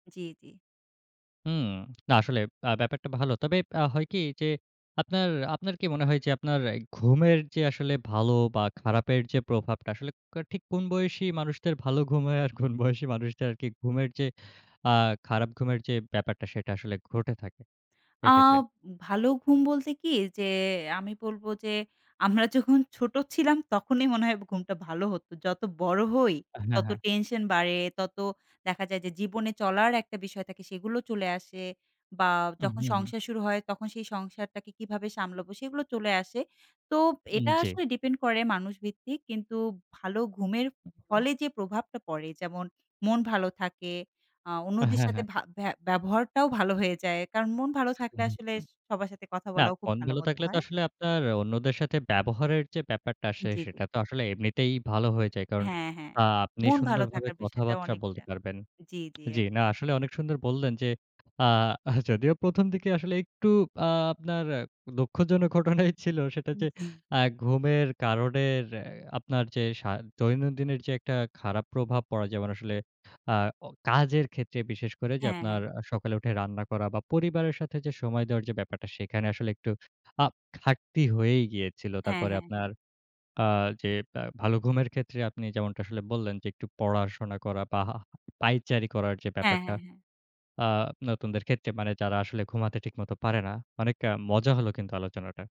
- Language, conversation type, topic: Bengali, podcast, ভালো ঘুম আপনার মনের ওপর কী প্রভাব ফেলে, আর এ বিষয়ে আপনার অভিজ্ঞতা কী?
- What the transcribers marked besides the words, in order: laughing while speaking: "কোন বয়সী মানুষদের"; tapping; unintelligible speech; other background noise; chuckle; chuckle